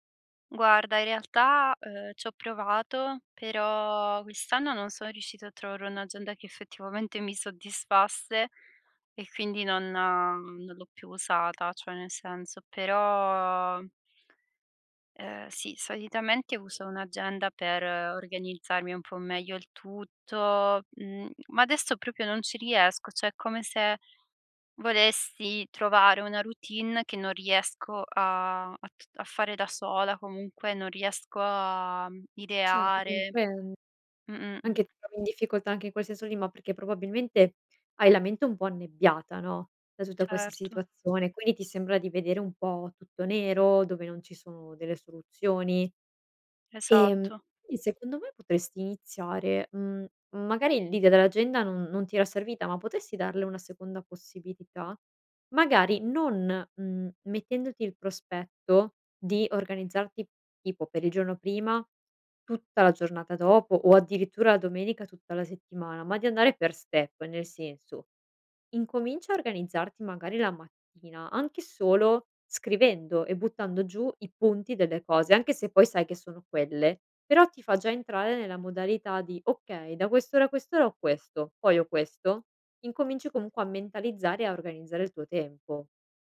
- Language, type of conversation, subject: Italian, advice, Come descriveresti l’assenza di una routine quotidiana e la sensazione che le giornate ti sfuggano di mano?
- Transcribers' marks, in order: "proprio" said as "propio"; other background noise; in English: "step"